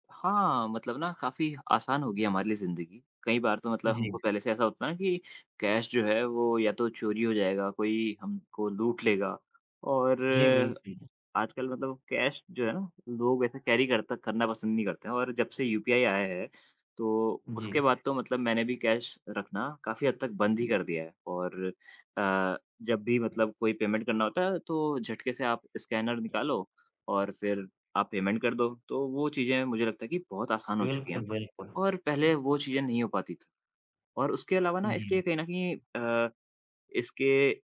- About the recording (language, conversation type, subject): Hindi, unstructured, आपके हिसाब से विज्ञान ने हमारी ज़िंदगी को कैसे बदला है?
- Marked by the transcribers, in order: in English: "कैश"; in English: "कैश"; in English: "कैरी"; other noise; in English: "कैश"; in English: "पेमेंट"; in English: "पेमेंट"